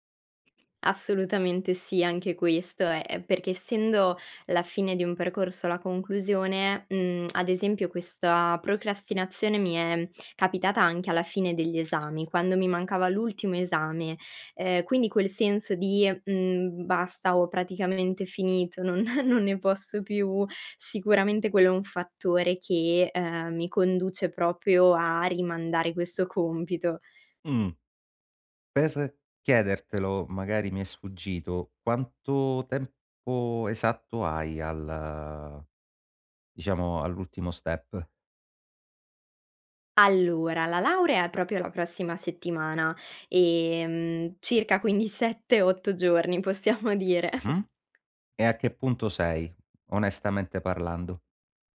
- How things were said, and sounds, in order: other background noise; tapping; giggle; in English: "step?"; laughing while speaking: "sette otto giorni possiamo dire"; chuckle
- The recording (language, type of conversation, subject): Italian, advice, Come fai a procrastinare quando hai compiti importanti e scadenze da rispettare?